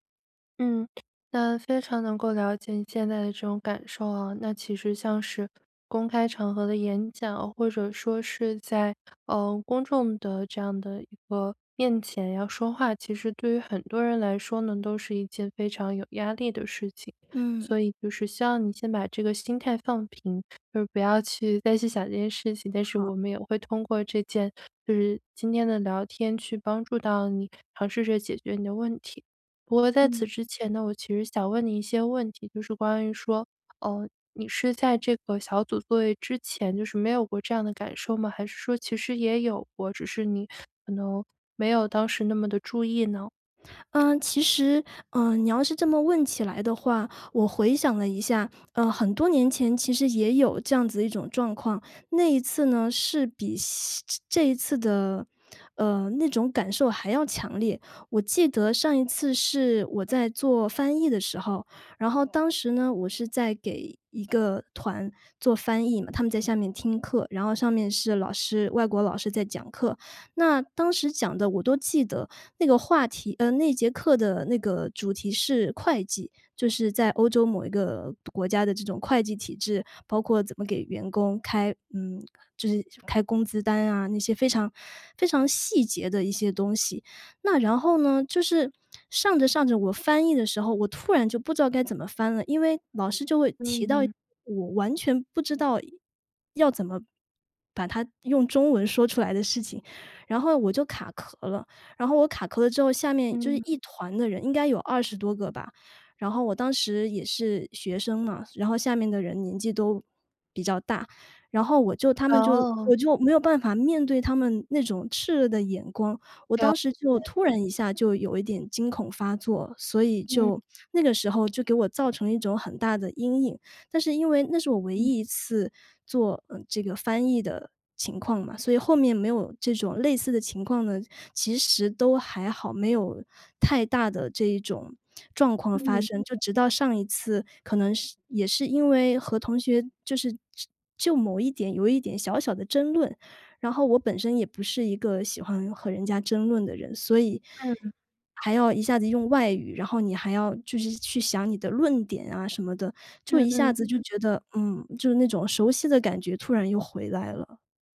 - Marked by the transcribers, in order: other background noise; tapping
- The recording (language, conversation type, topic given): Chinese, advice, 我害怕公开演讲、担心出丑而不敢发言，该怎么办？